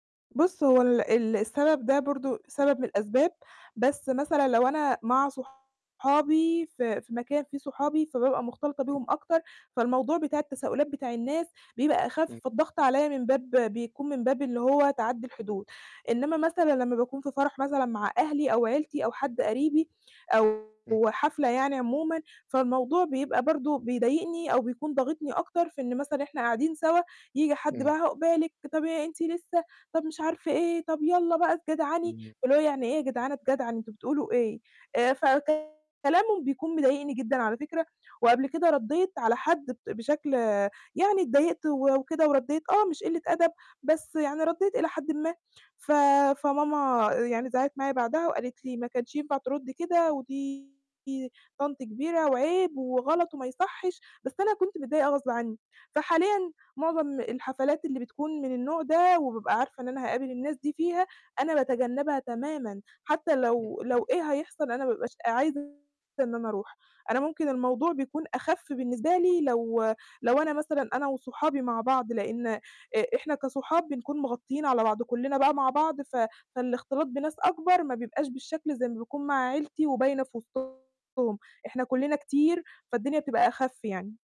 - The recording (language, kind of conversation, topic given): Arabic, advice, إزاي أحافظ على حدودي من غير ما أحرج نفسي في الاحتفالات؟
- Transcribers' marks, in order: distorted speech; unintelligible speech; unintelligible speech; static; unintelligible speech